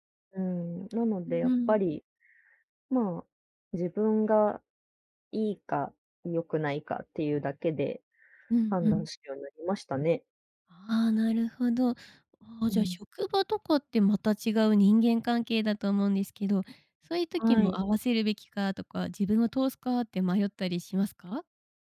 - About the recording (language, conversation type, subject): Japanese, podcast, 流行を追うタイプですか、それとも自分流を貫くタイプですか？
- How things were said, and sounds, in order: none